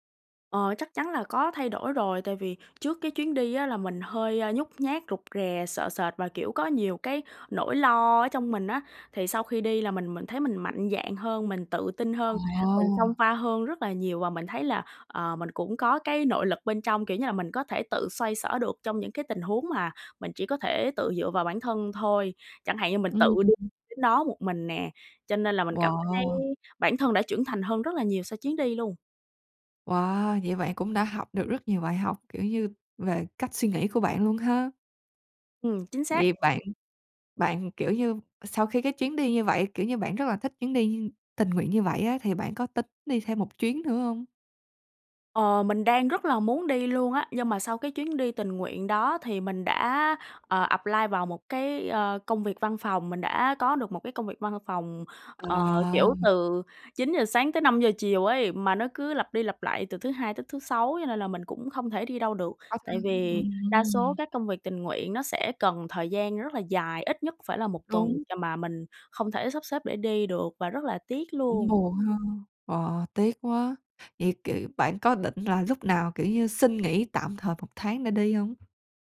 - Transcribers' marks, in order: tapping; other background noise; in English: "apply"; unintelligible speech; horn
- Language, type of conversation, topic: Vietnamese, podcast, Bạn từng được người lạ giúp đỡ như thế nào trong một chuyến đi?
- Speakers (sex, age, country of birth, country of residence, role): female, 20-24, Vietnam, Finland, host; female, 25-29, Vietnam, Vietnam, guest